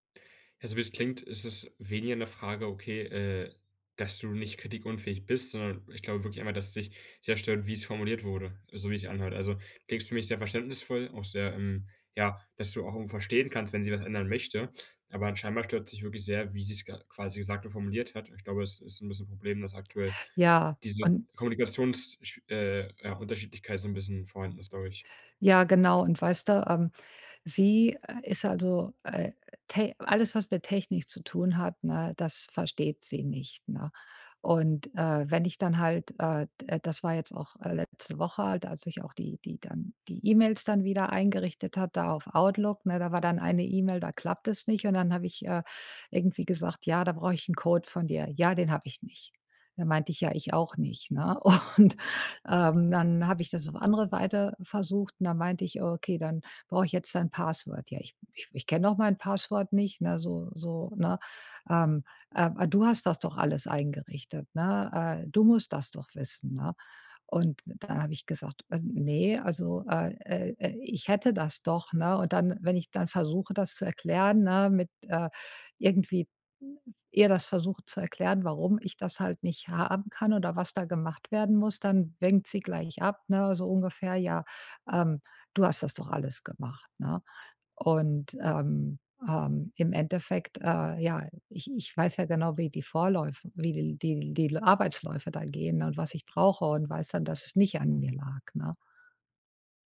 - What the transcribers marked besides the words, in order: laughing while speaking: "Und"; in English: "Password"; stressed: "nicht"
- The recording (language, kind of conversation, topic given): German, advice, Wie kann ich Kritik annehmen, ohne sie persönlich zu nehmen?